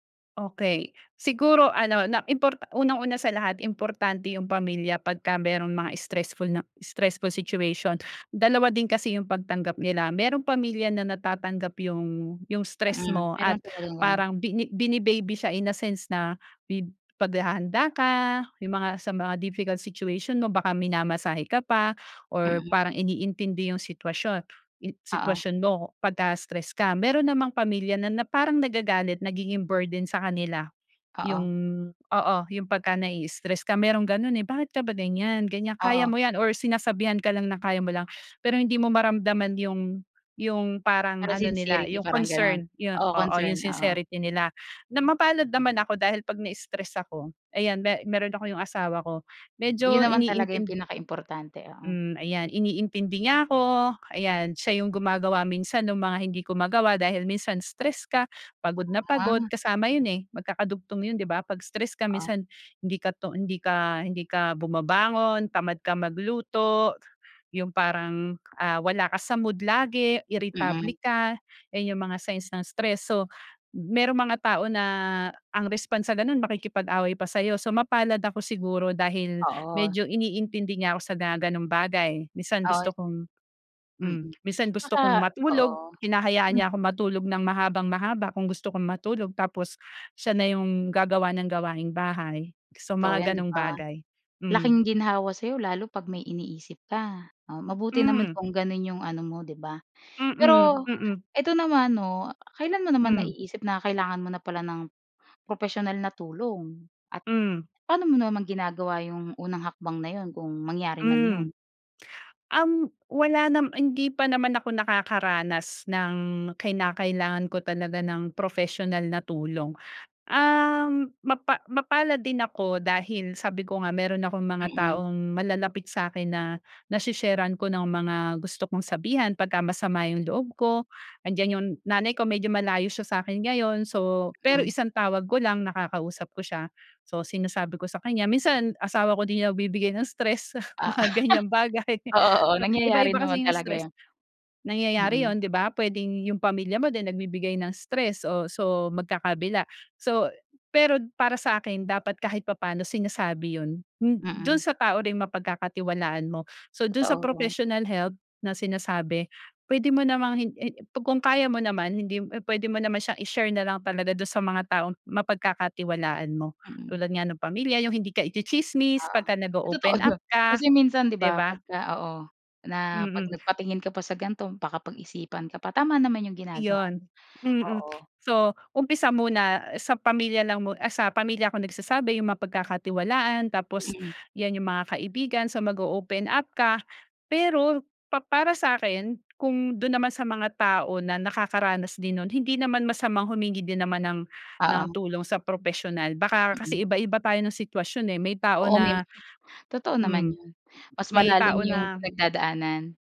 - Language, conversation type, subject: Filipino, podcast, Ano ang ginagawa mo kapag sobrang stress ka na?
- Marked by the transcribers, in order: laugh; laughing while speaking: "mga ganyang bagay"; laugh; tapping